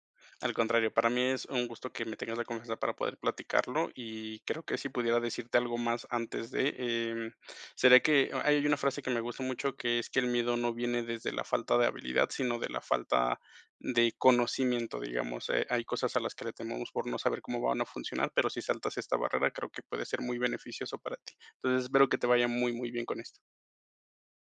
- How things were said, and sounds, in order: none
- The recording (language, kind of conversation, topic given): Spanish, advice, ¿Cómo puedo tomar decisiones importantes con más seguridad en mí mismo?